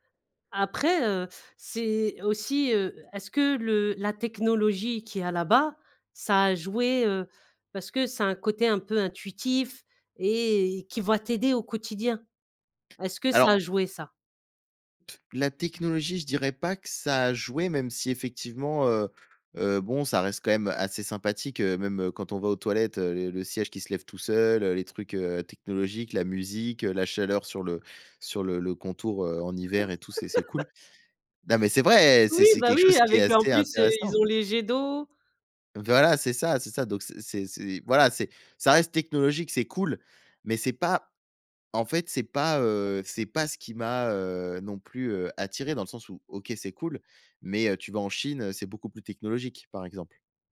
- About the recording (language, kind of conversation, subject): French, podcast, Parle-moi d’un voyage qui t’a vraiment marqué ?
- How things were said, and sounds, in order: other background noise; laugh